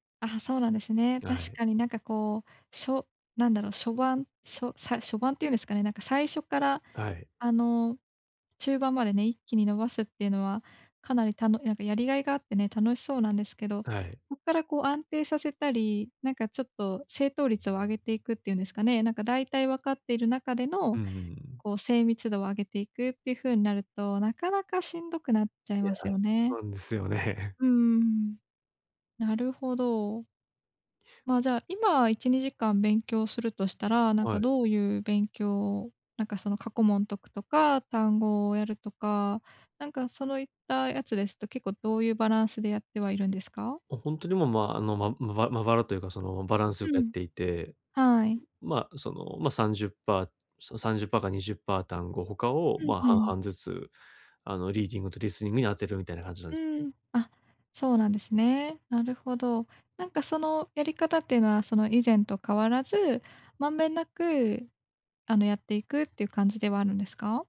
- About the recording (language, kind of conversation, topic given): Japanese, advice, 気分に左右されずに習慣を続けるにはどうすればよいですか？
- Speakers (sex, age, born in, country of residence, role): female, 25-29, Japan, Japan, advisor; male, 30-34, Japan, Japan, user
- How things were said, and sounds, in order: chuckle